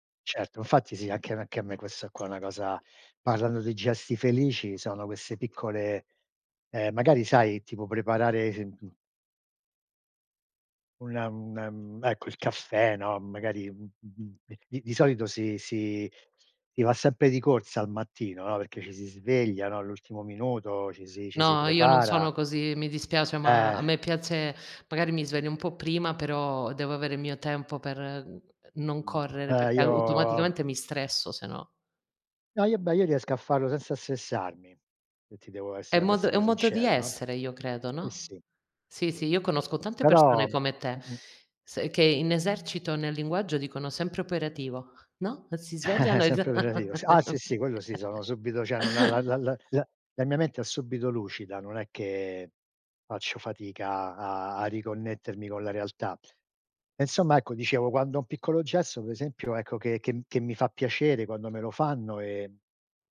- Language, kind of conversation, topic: Italian, unstructured, Qual è un piccolo gesto che ti rende felice?
- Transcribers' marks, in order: tapping; drawn out: "io"; "stressarmi" said as "sessarmi"; chuckle; laugh; "cioè" said as "ceh"; "subito" said as "subbito"